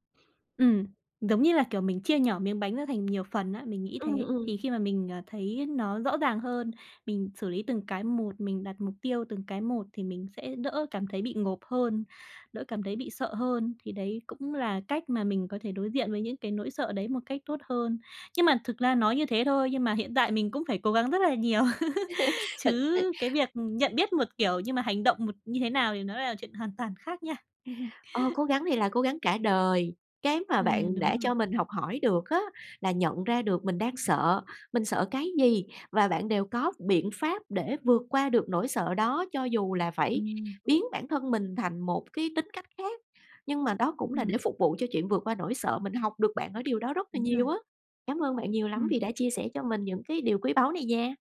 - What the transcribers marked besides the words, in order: tapping; other background noise; laugh; unintelligible speech; laugh; laugh
- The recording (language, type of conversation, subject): Vietnamese, podcast, Bạn đối diện với nỗi sợ thay đổi như thế nào?